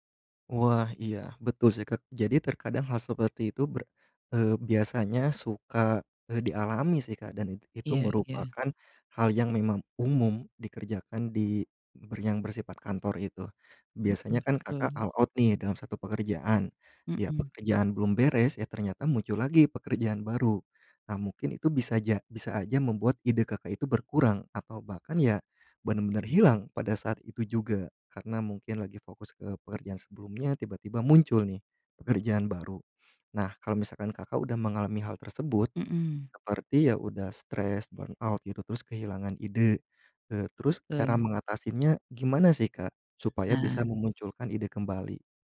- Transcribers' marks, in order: in English: "all out"; tapping; in English: "burnout"; other background noise
- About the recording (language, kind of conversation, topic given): Indonesian, podcast, Pernahkah kamu merasa kehilangan identitas kreatif, dan apa penyebabnya?